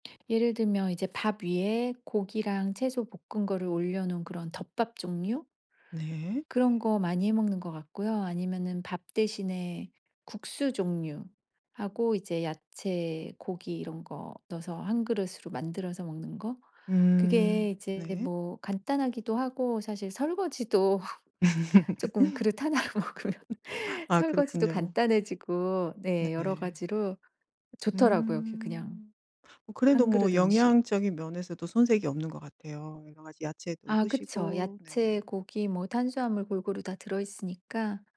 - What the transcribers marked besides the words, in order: other background noise; laugh; laughing while speaking: "하나 로 먹으면"
- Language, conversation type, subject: Korean, podcast, 평소 즐겨 먹는 집밥 메뉴는 뭐가 있나요?